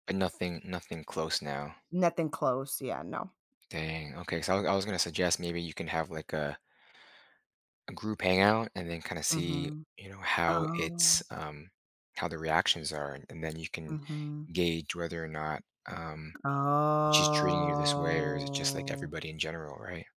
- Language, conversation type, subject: English, advice, How do I resolve a disagreement with a close friend without damaging our friendship?
- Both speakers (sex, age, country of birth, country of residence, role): female, 40-44, United States, United States, user; male, 30-34, United States, United States, advisor
- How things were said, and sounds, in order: tapping; drawn out: "Oh"